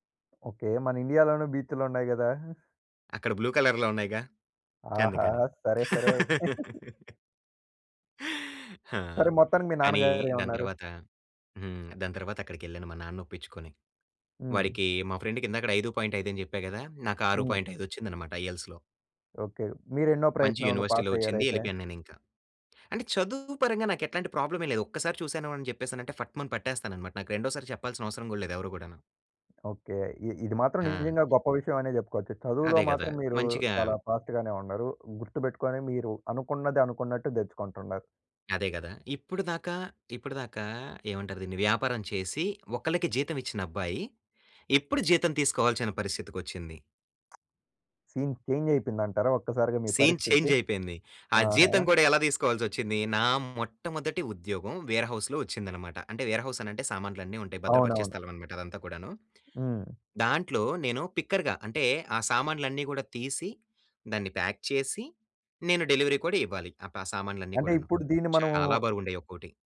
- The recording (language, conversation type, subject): Telugu, podcast, మీ తొలి ఉద్యోగాన్ని ప్రారంభించినప్పుడు మీ అనుభవం ఎలా ఉండింది?
- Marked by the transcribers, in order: in English: "బ్లూ కలర్‌లో"; chuckle; laugh; gasp; in English: "ఫ్రెండ్‌కి"; in English: "ఐఎల్స్‌లో"; in English: "యూనివర్సిటీలో"; other background noise; in English: "ఫాస్ట్‌గానే"; tapping; in English: "సీన్ చేంజ్"; in English: "సీన్ చేంజ్"; in English: "వేర్ హౌస్‌లో"; in English: "వేర్ హౌస్"; in English: "పిక్కర్‌గా"; in English: "ప్యాక్"; in English: "డెలివరీ"